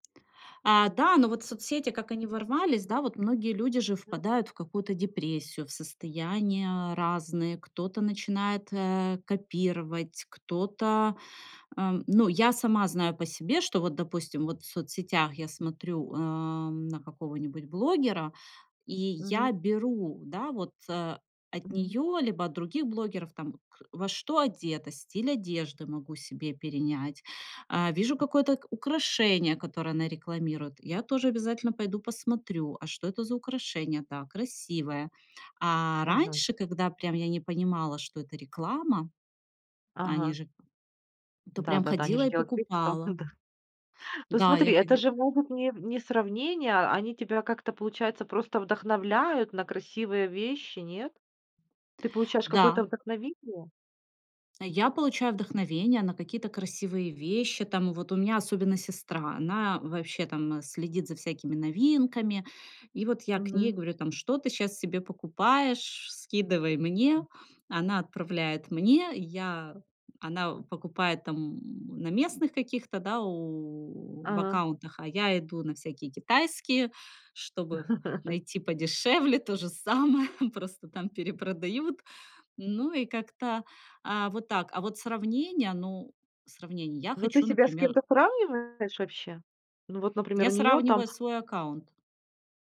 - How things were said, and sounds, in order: tapping; chuckle; laugh; laughing while speaking: "то же самое"
- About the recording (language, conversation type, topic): Russian, podcast, Как возникает эффект сравнения в соцсетях и что с ним делать?